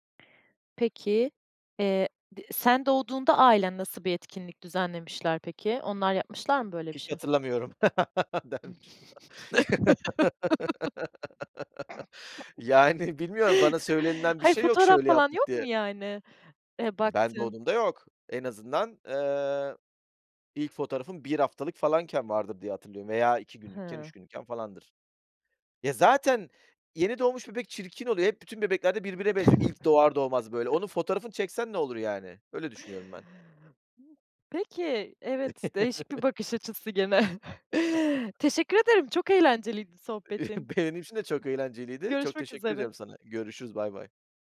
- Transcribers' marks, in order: other background noise; laugh; laughing while speaking: "dermişim"; laugh; chuckle; chuckle; laughing while speaking: "gene"; chuckle; chuckle; laughing while speaking: "Benim"
- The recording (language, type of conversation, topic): Turkish, podcast, Bir topluluk etkinliği düzenleyecek olsan, nasıl bir etkinlik planlardın?